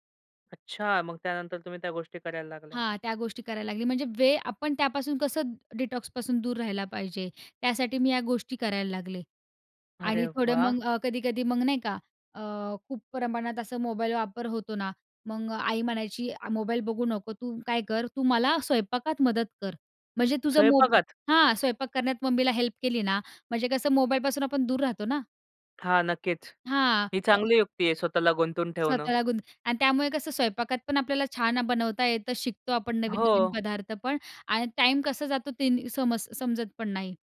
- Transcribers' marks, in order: in English: "डिटॉक्सपासून"; surprised: "स्वयंपाकात?"; in English: "हेल्प"
- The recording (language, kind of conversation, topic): Marathi, podcast, तुम्ही इलेक्ट्रॉनिक साधनांपासून विराम कधी आणि कसा घेता?